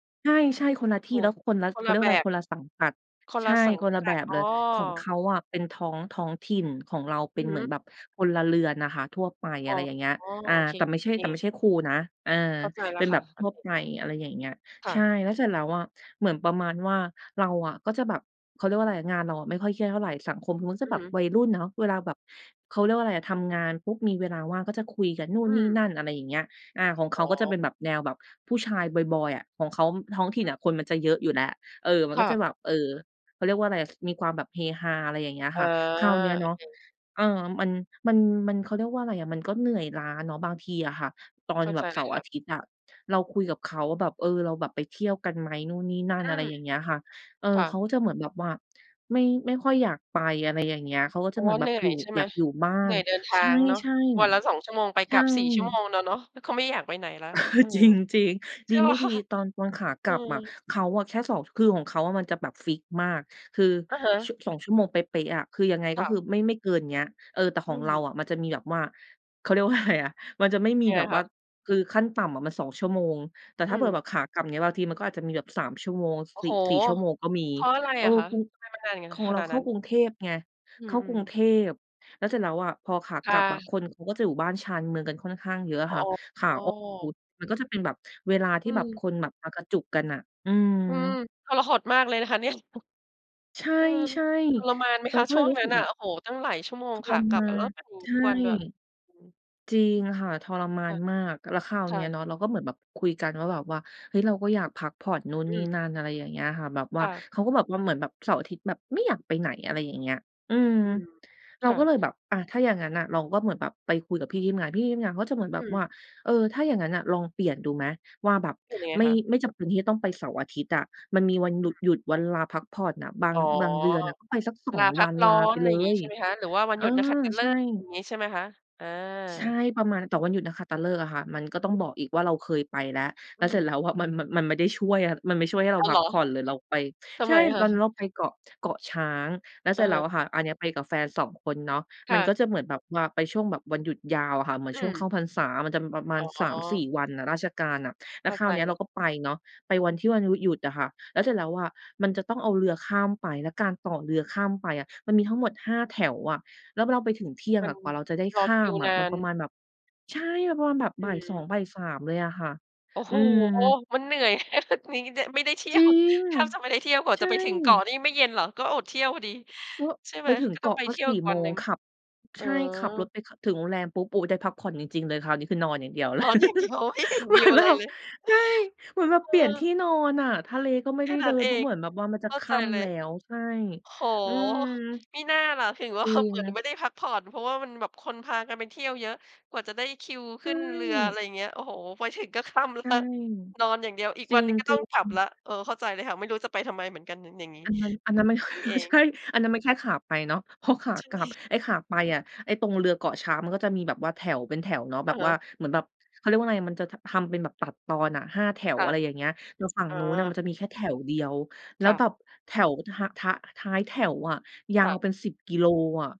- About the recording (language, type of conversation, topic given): Thai, podcast, การพักผ่อนแบบไหนช่วยให้คุณกลับมามีพลังอีกครั้ง?
- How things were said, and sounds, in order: unintelligible speech; other noise; other background noise; laughing while speaking: "เออ จริง"; laughing while speaking: "ค่ะ ?"; laughing while speaking: "อะไรอะ"; unintelligible speech; chuckle; chuckle; laughing while speaking: "นอนอย่างเดียว ไม่เห็นวิวอะไรเลย"; chuckle; laughing while speaking: "เหมือนแบบ"; laughing while speaking: "ว่า"; laughing while speaking: "แล้ว"; chuckle